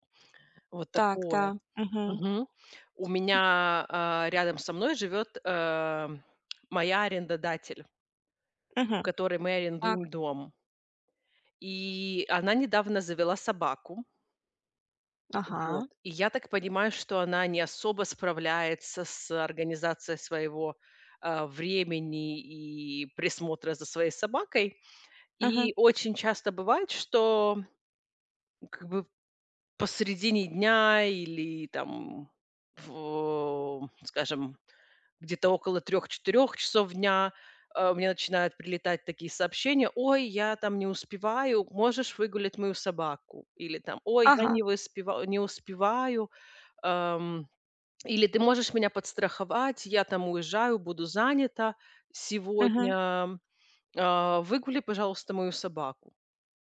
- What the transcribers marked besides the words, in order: tapping; other noise
- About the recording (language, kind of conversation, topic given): Russian, advice, Как мне уважительно отказывать и сохранять уверенность в себе?